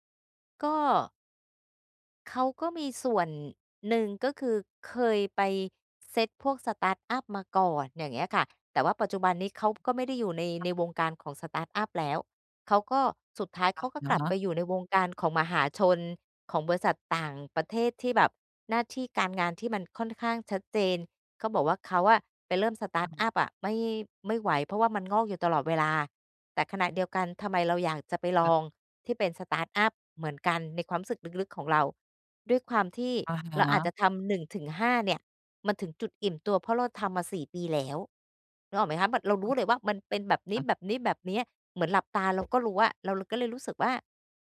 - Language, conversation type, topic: Thai, advice, ทำไมฉันถึงกลัวที่จะเริ่มงานใหม่เพราะความคาดหวังว่าตัวเองต้องทำได้สมบูรณ์แบบ?
- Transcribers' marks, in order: in English: "สตาร์ตอัป"; in English: "สตาร์ตอัป"; in English: "สตาร์ตอัป"; in English: "สตาร์ตอัป"; unintelligible speech